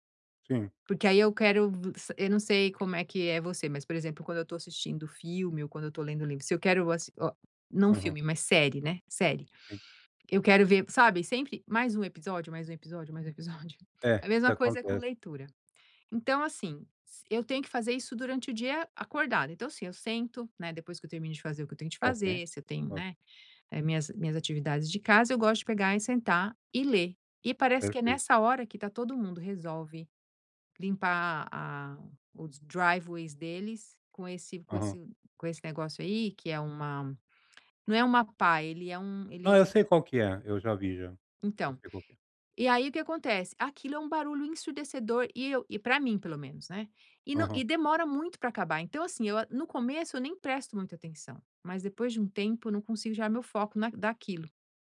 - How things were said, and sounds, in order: chuckle; in English: "driveways"
- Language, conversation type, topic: Portuguese, advice, Como posso relaxar em casa com tantas distrações e barulho ao redor?